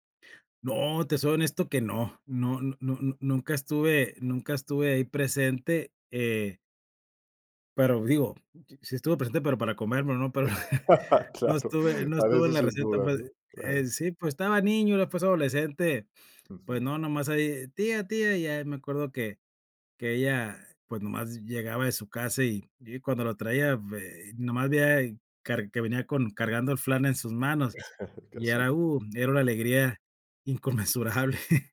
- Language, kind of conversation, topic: Spanish, podcast, ¿Qué recuerdos te evoca la comida de tu infancia?
- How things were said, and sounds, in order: laugh; chuckle; chuckle; laughing while speaking: "inconmensurable"